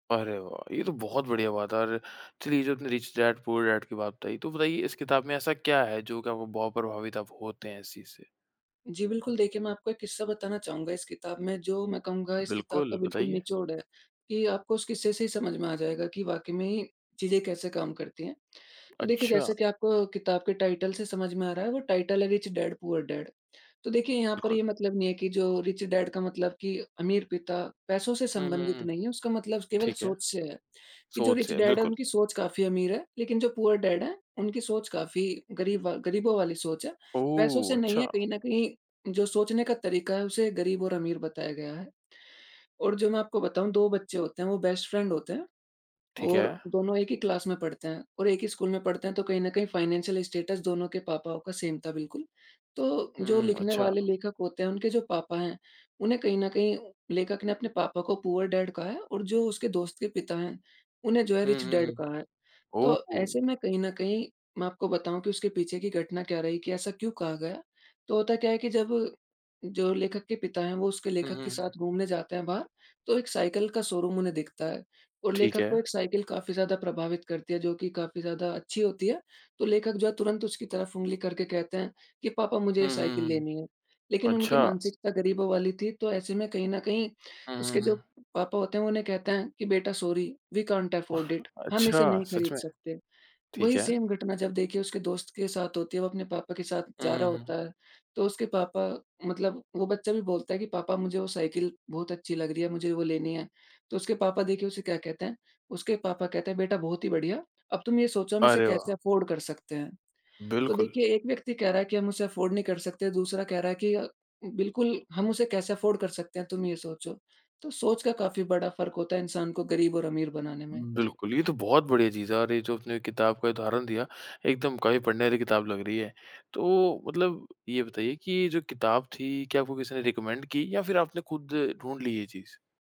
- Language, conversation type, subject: Hindi, podcast, किस किताब या व्यक्ति ने आपकी सोच बदल दी?
- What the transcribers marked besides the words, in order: in English: "टाइटल"; in English: "टाइटल"; in English: "रिच डैड"; in English: "रिच डैड"; in English: "पूअर डैड"; in English: "बेस्ट फ़्रेंड"; in English: "फ़ायनैन्शल स्टैटस"; in English: "सेम"; in English: "पूअर डैड"; in English: "रिच डैड"; in English: "शोरूम"; in English: "सॉरी वी कांट अफ़ॉर्ड इट"; in English: "सेम"; in English: "अफ़ॉर्ड"; in English: "अफ़ॉर्ड"; in English: "अफ़ॉर्ड"; in English: "रिकमेंड"